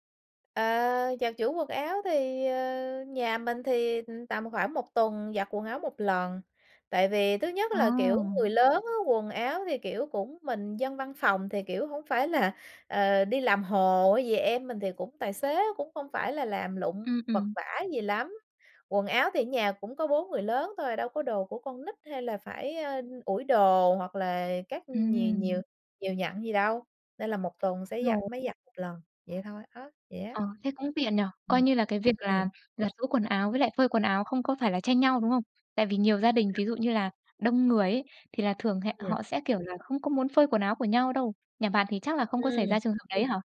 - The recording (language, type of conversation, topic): Vietnamese, podcast, Bạn phân công việc nhà với gia đình thế nào?
- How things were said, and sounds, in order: unintelligible speech; other background noise